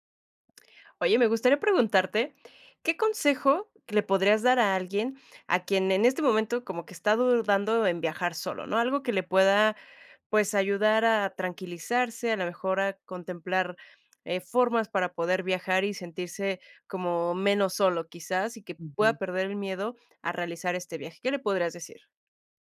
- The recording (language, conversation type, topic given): Spanish, podcast, ¿Qué consejo le darías a alguien que duda en viajar solo?
- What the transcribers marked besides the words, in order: none